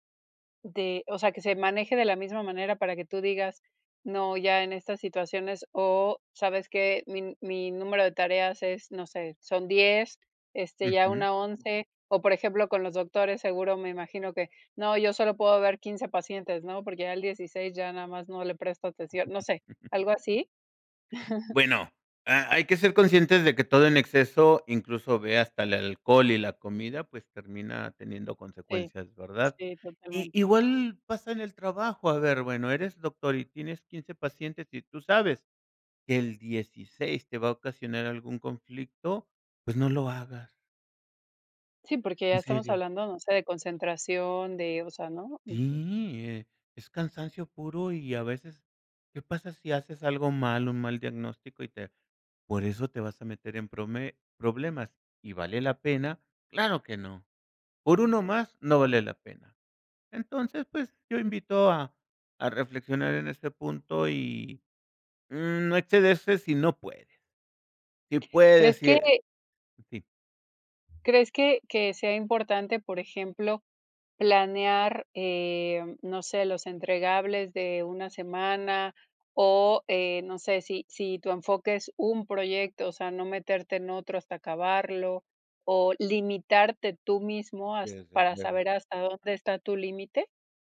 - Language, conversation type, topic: Spanish, podcast, ¿Cómo decides cuándo decir “no” en el trabajo?
- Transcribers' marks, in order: chuckle; chuckle; other background noise